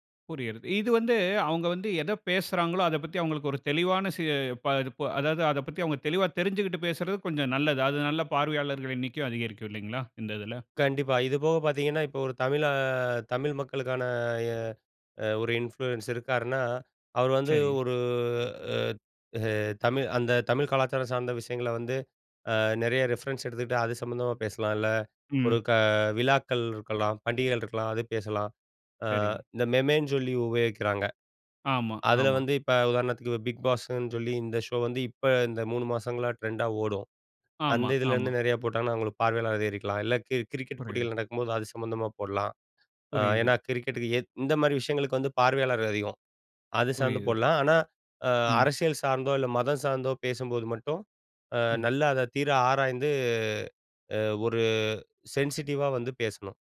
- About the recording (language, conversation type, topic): Tamil, podcast, ஒரு உள்ளடக்க உருவாக்குபவர் எப்படி பெரிய ரசிகர் வட்டத்தை உருவாக்கிக்கொள்கிறார்?
- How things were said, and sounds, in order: in English: "இன்ஃப்ளூயன்ஸர்"; in English: "ரெஃபரன்ஸ்"; in English: "மெமேன்னு"; other background noise; other noise; in English: "சென்சிட்டிவா"